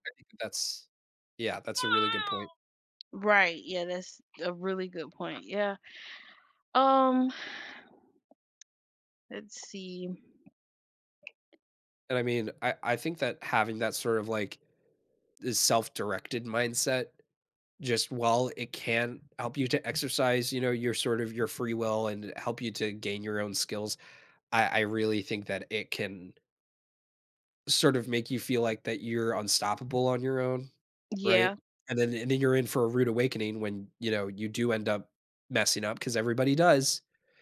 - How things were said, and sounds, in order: other animal sound; tapping; other background noise
- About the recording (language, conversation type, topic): English, unstructured, How do mentorship and self-directed learning each shape your career growth?
- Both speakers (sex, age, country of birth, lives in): female, 20-24, United States, United States; male, 20-24, United States, United States